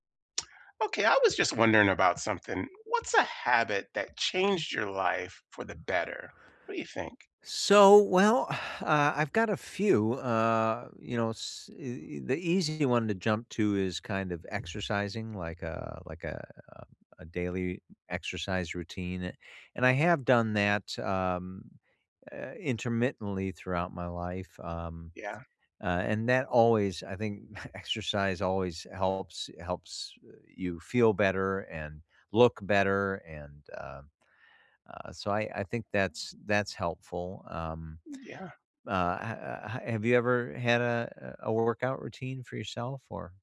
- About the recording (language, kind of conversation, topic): English, unstructured, What habit could change my life for the better?
- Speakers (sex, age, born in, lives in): male, 55-59, United States, United States; male, 55-59, United States, United States
- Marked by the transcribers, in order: other background noise; exhale; chuckle